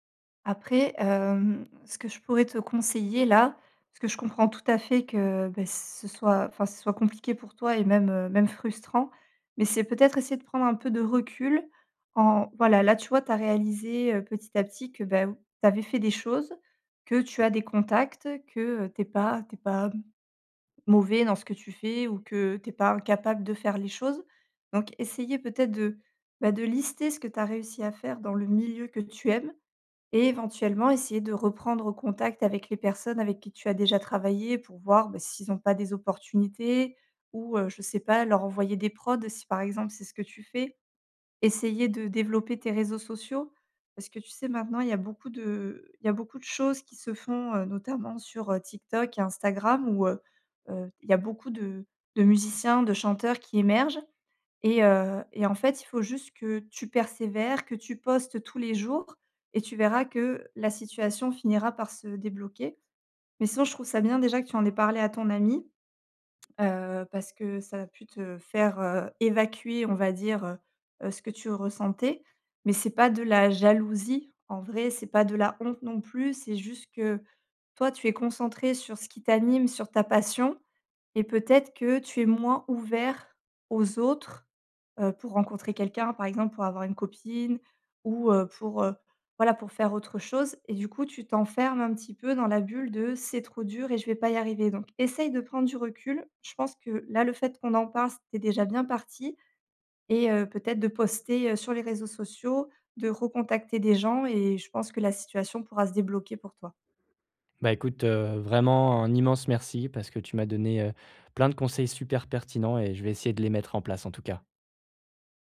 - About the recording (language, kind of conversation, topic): French, advice, Comment gères-tu la jalousie que tu ressens face à la réussite ou à la promotion d’un ami ?
- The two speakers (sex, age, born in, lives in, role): female, 35-39, France, France, advisor; male, 25-29, France, France, user
- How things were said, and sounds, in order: other background noise